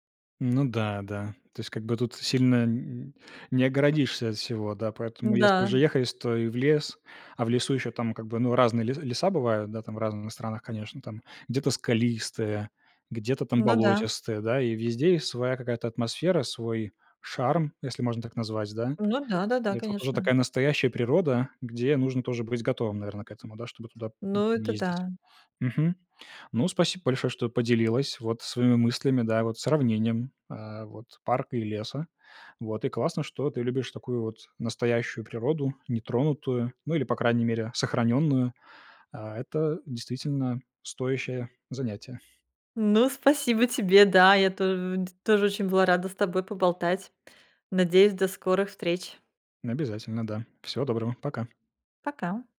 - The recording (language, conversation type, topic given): Russian, podcast, Чем для вас прогулка в лесу отличается от прогулки в парке?
- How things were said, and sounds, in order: tapping